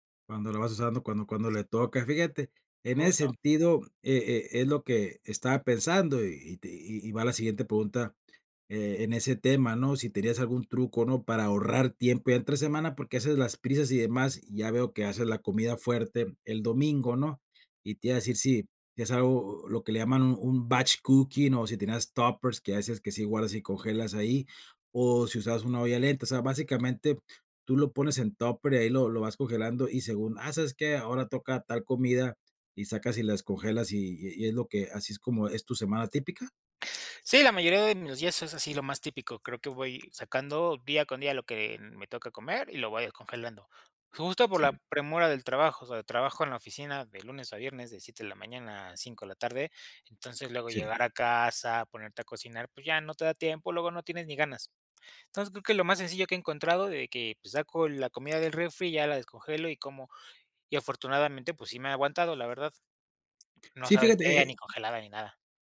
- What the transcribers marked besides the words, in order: other noise; tapping; in English: "batch cooking"; other background noise
- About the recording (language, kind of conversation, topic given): Spanish, podcast, ¿Cómo organizas tus comidas para comer sano entre semana?